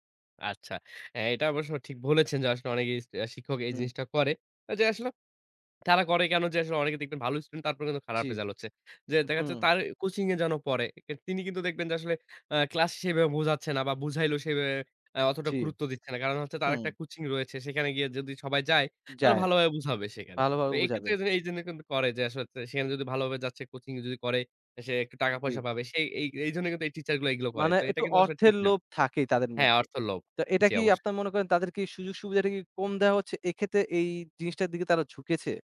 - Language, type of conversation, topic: Bengali, podcast, অনলাইন শেখা আর শ্রেণিকক্ষের পাঠদানের মধ্যে পার্থক্য সম্পর্কে আপনার কী মত?
- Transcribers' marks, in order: none